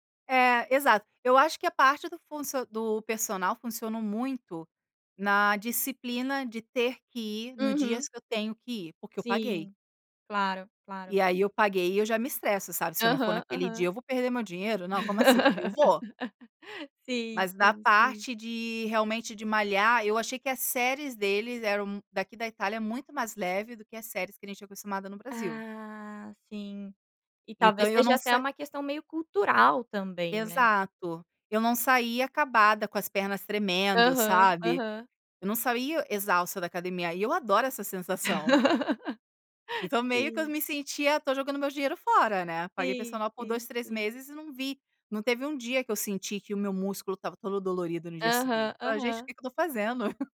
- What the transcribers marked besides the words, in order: laugh; laugh
- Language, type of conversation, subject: Portuguese, podcast, Qual é uma prática simples que ajuda você a reduzir o estresse?